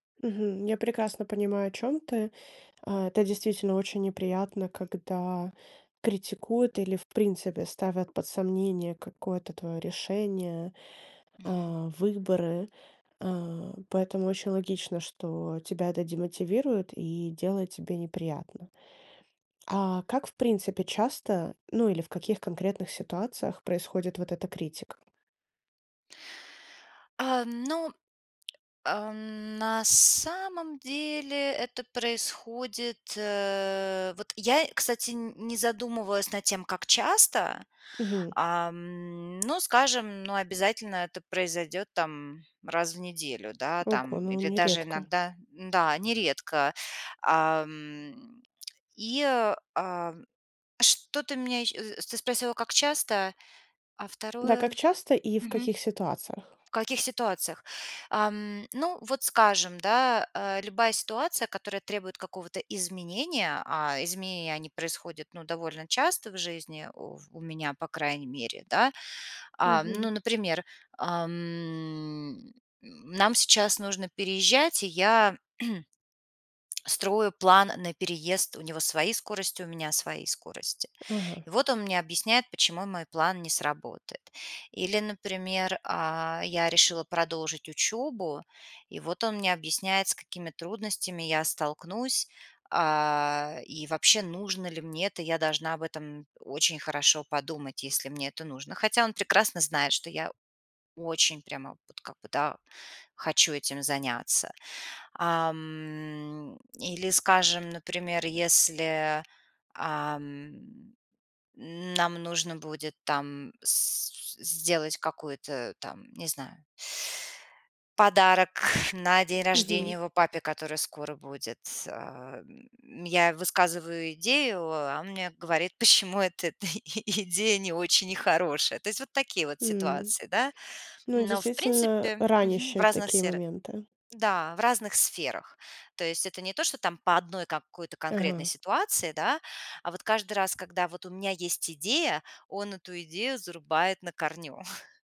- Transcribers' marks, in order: tapping; throat clearing; laughing while speaking: "идея"; chuckle
- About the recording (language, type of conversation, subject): Russian, advice, Как реагировать, если близкий человек постоянно критикует мои выборы и решения?